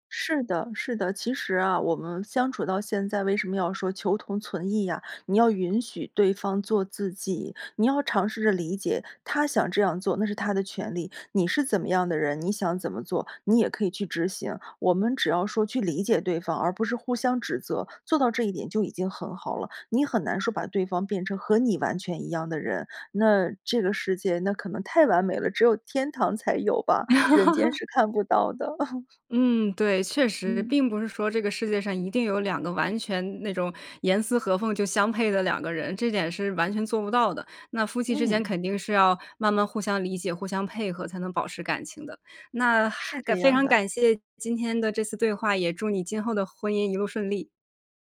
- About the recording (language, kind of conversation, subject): Chinese, podcast, 维持夫妻感情最关键的因素是什么？
- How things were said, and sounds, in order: laugh; chuckle